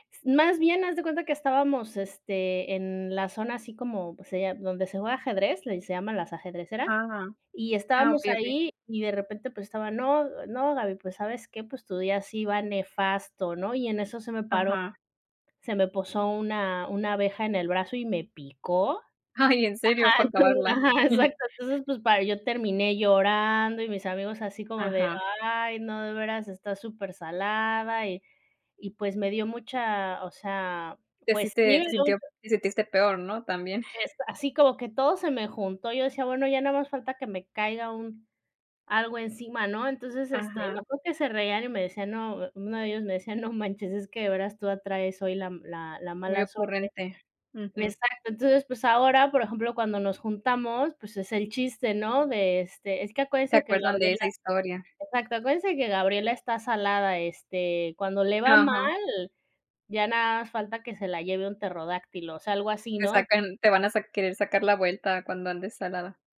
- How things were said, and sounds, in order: laughing while speaking: "enton ajá"; unintelligible speech
- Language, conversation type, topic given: Spanish, unstructured, ¿Cómo compartir recuerdos puede fortalecer una amistad?